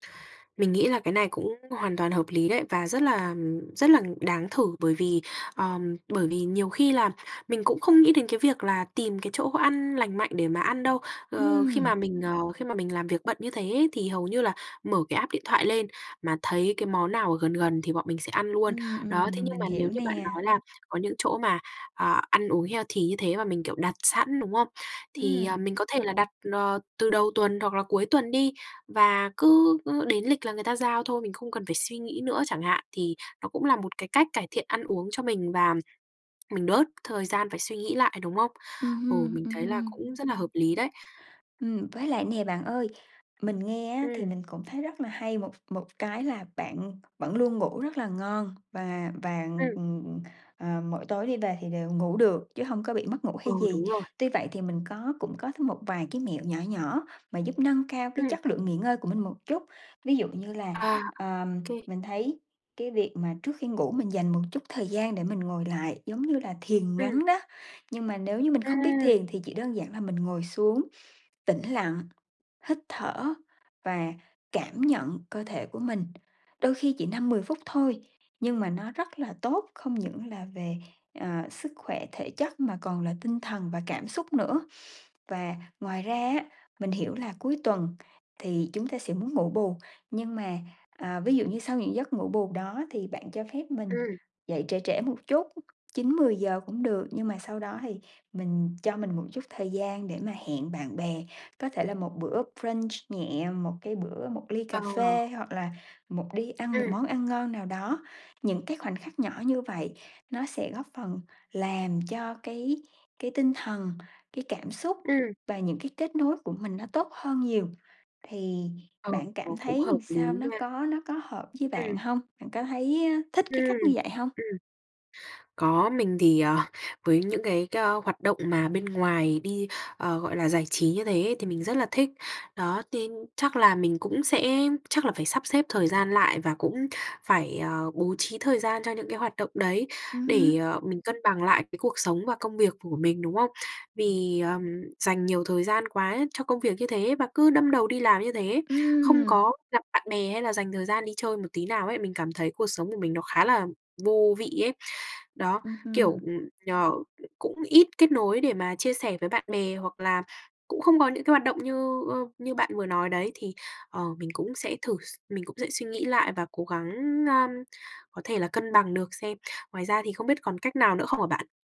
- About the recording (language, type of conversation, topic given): Vietnamese, advice, Vì sao tôi thường cảm thấy cạn kiệt năng lượng sau giờ làm và mất hứng thú với các hoạt động thường ngày?
- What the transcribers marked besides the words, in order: tapping; in English: "app"; in English: "healthy"; in English: "brunch"